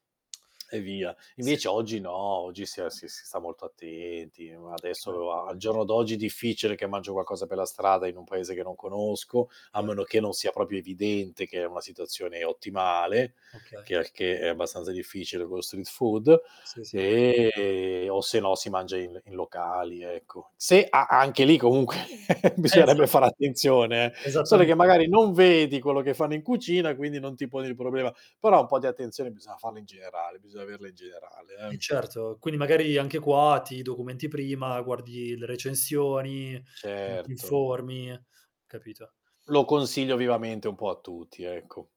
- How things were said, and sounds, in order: static; tongue click; distorted speech; tapping; tongue click; "proprio" said as "propio"; in English: "streen food"; "street" said as "streen"; drawn out: "e"; laughing while speaking: "comunque"; chuckle; other background noise
- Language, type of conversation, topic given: Italian, podcast, Come fai a mantenerti al sicuro quando viaggi da solo?